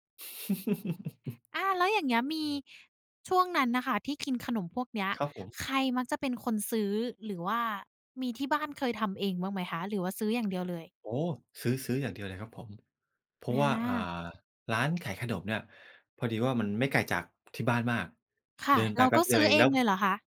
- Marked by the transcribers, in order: chuckle; other background noise; tapping
- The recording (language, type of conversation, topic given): Thai, podcast, ขนมแบบไหนที่พอได้กลิ่นหรือได้ชิมแล้วทำให้คุณนึกถึงตอนเป็นเด็ก?